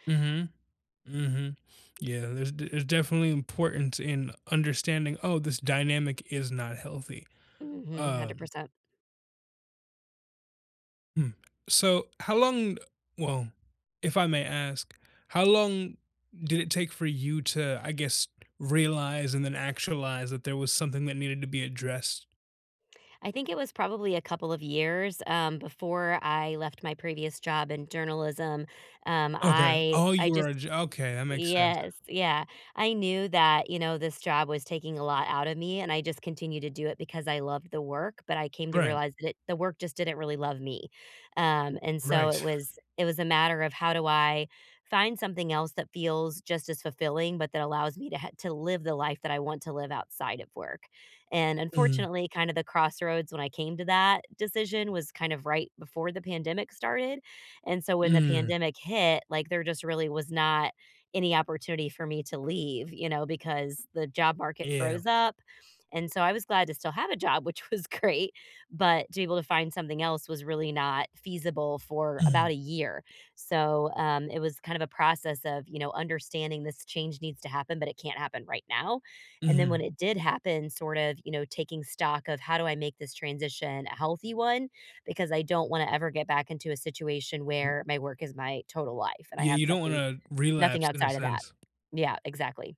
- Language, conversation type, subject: English, unstructured, How can I balance work and personal life?
- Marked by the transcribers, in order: tapping; laughing while speaking: "which was great"; other background noise